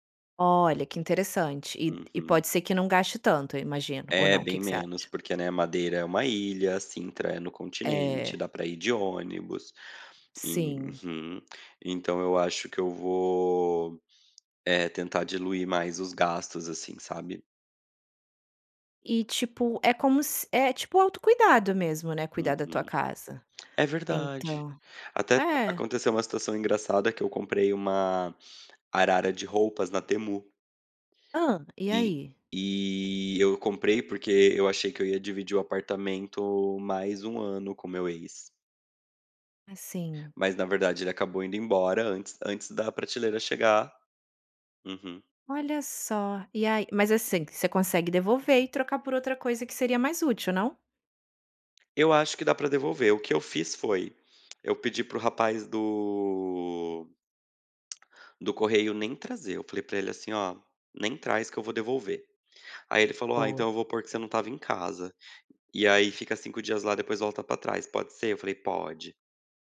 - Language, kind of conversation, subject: Portuguese, advice, Devo comprar uma casa própria ou continuar morando de aluguel?
- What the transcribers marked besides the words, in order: none